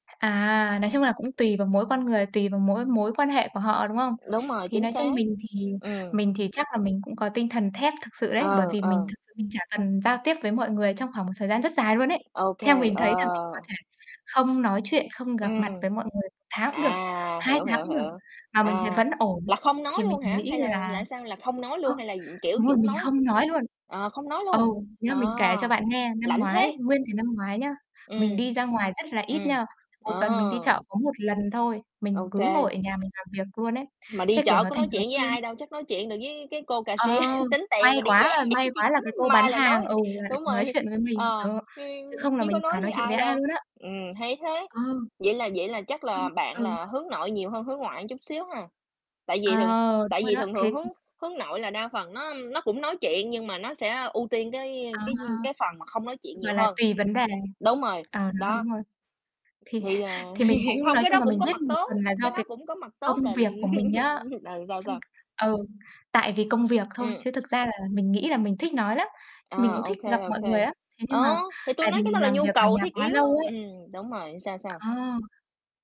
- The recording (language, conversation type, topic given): Vietnamese, unstructured, Bạn nghĩ sao về việc mọi người ngày càng ít gặp nhau trực tiếp hơn?
- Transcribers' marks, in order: tapping; distorted speech; other background noise; static; in English: "cà-sia"; "cashier" said as "cà-sia"; chuckle; laugh; laughing while speaking: "Cho chị đứng"; chuckle; laughing while speaking: "h hiện"; chuckle; mechanical hum